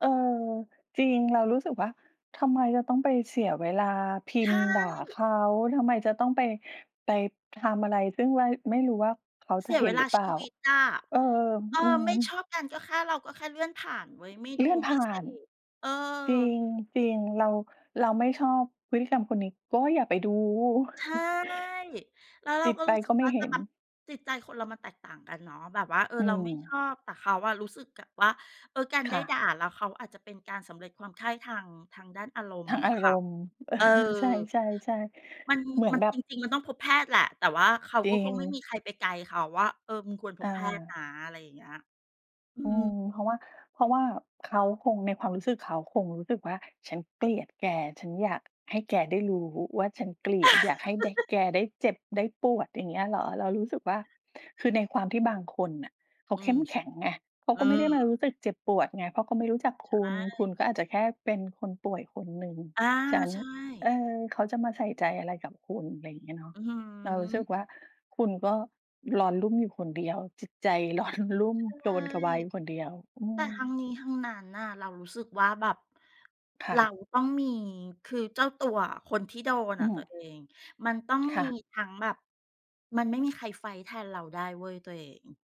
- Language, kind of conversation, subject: Thai, unstructured, คุณคิดอย่างไรกับปัญหาการกลั่นแกล้งทางออนไลน์ที่เกิดขึ้นบ่อย?
- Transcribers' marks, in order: chuckle; chuckle; laughing while speaking: "ร้อน"